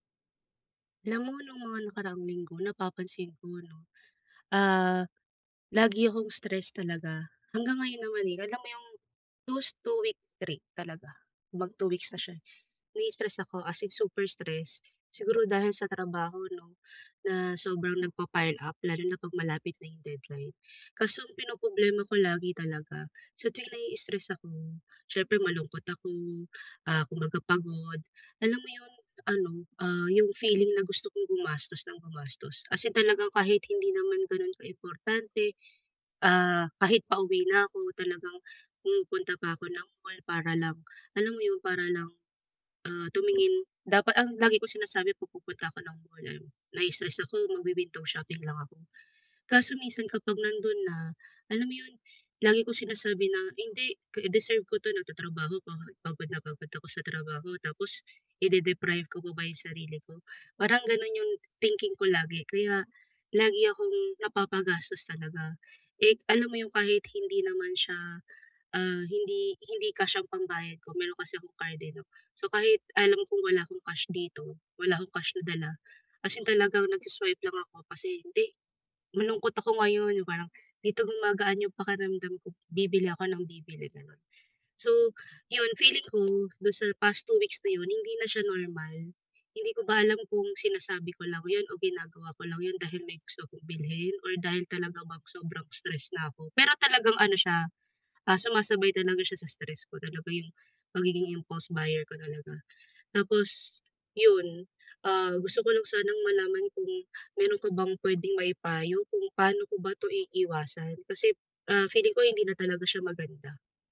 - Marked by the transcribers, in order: tapping; in English: "impulse buyer"
- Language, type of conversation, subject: Filipino, advice, Bakit lagi akong gumagastos bilang gantimpala kapag nai-stress ako, at paano ko ito maiiwasan?